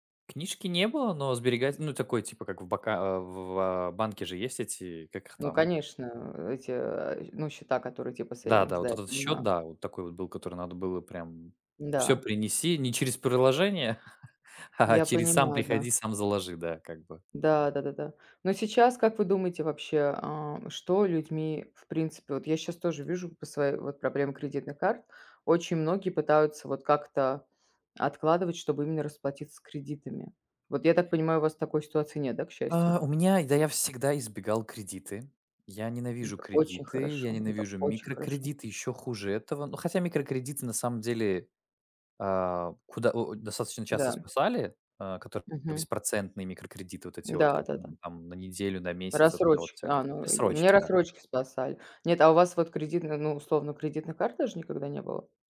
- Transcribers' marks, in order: tapping; in English: "сейвингс"; chuckle; other background noise
- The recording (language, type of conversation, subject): Russian, unstructured, Как вы начали экономить деньги и что вас на это вдохновило?